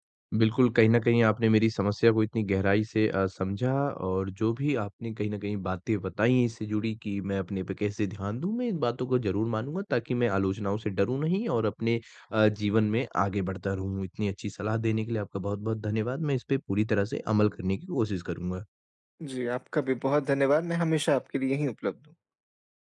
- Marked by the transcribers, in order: none
- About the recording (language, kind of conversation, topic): Hindi, advice, आप बाहरी आलोचना के डर को कैसे प्रबंधित कर सकते हैं?